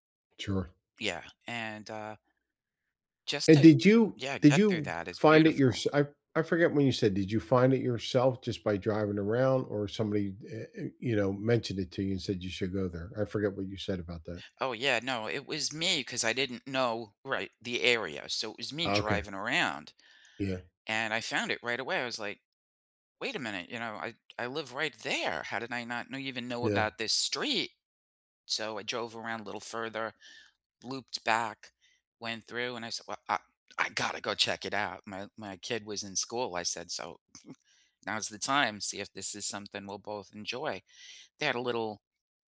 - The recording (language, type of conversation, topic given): English, unstructured, What nearby nature spots and simple local adventures could you enjoy soon?
- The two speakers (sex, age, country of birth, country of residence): female, 60-64, United States, United States; male, 65-69, United States, United States
- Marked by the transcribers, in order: other background noise; tapping; stressed: "there"; chuckle